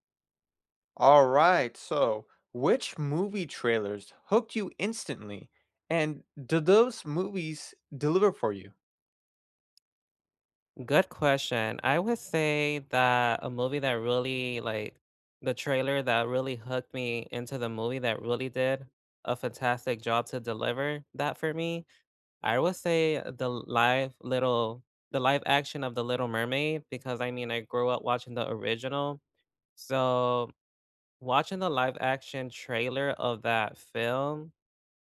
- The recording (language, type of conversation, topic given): English, unstructured, Which movie trailers hooked you instantly, and did the movies live up to the hype for you?
- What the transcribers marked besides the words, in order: tapping